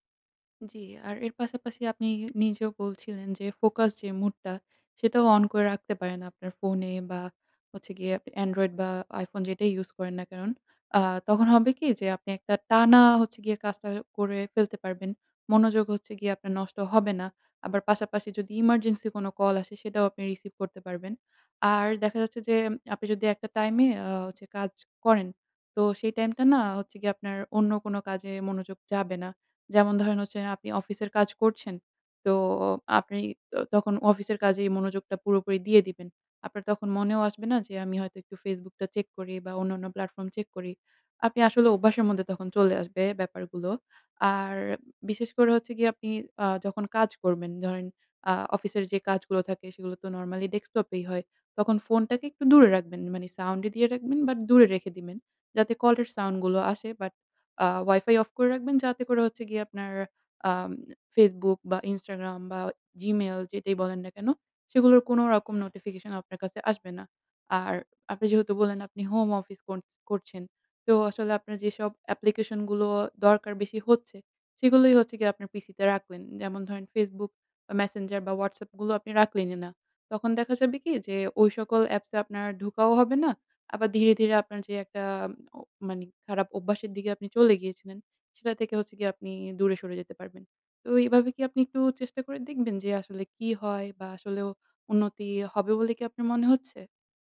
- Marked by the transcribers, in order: tapping; "দিবেন" said as "দিমেন"
- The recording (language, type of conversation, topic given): Bengali, advice, ফোন ও নোটিফিকেশনে বারবার বিভ্রান্ত হয়ে কাজ থেমে যাওয়ার সমস্যা সম্পর্কে আপনি কীভাবে মোকাবিলা করেন?